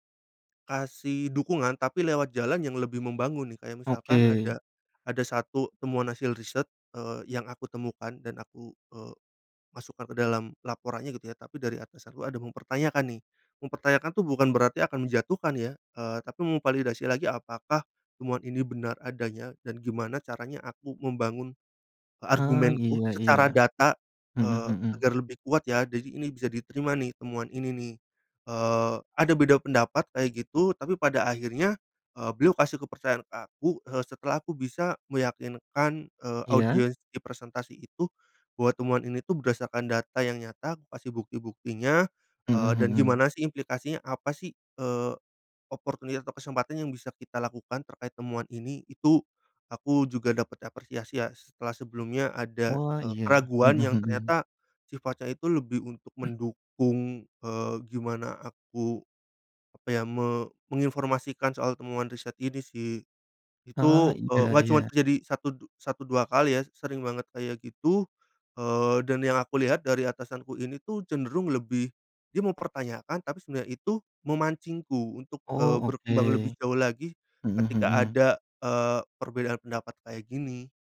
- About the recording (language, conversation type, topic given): Indonesian, podcast, Siapa mentor yang paling berpengaruh dalam kariermu, dan mengapa?
- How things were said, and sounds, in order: "Jadi" said as "dadi"; in English: "opportunity"; throat clearing